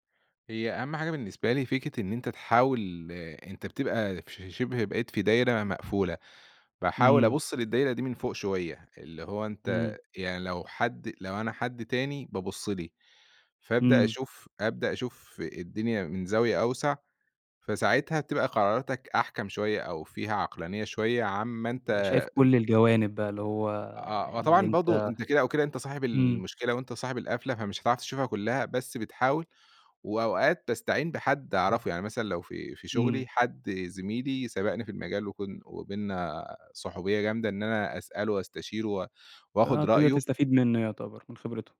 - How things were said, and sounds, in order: other noise; other background noise
- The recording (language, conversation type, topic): Arabic, podcast, إيه أول خطوة بتعملها لما تبقى مش عارف تبدأ؟